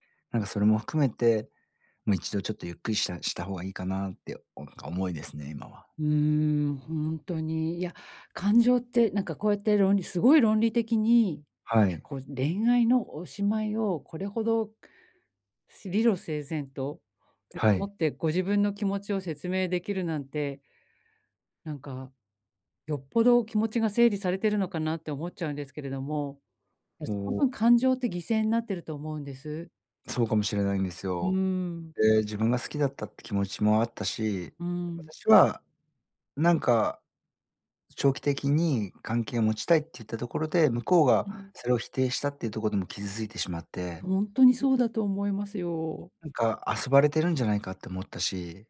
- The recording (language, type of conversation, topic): Japanese, advice, 引っ越しで生じた別れの寂しさを、どう受け止めて整理すればいいですか？
- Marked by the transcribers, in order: other background noise